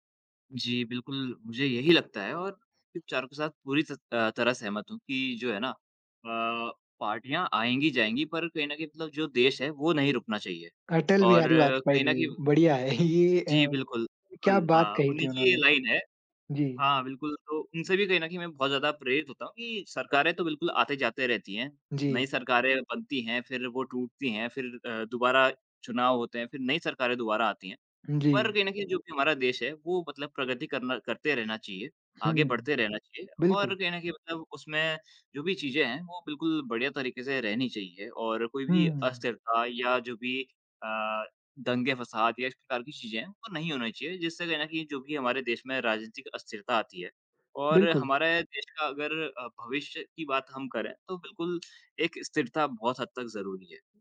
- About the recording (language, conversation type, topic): Hindi, unstructured, क्या आपको लगता है कि राजनीतिक अस्थिरता की वजह से भविष्य अनिश्चित हो सकता है?
- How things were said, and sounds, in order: laughing while speaking: "है"; tapping